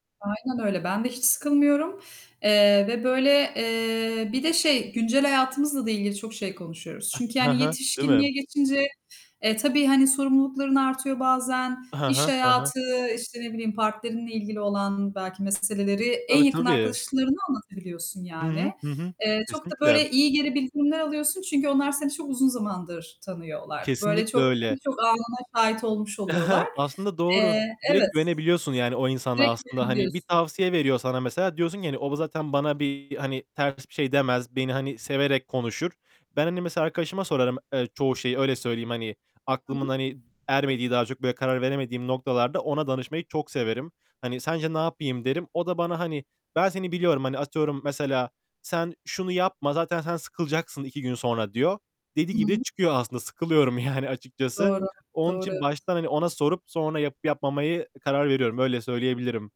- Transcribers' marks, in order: mechanical hum; distorted speech; other background noise; tapping; giggle; static; unintelligible speech
- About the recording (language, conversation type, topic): Turkish, unstructured, Eski dostlukların bugünkü hayatınıza etkisi nedir?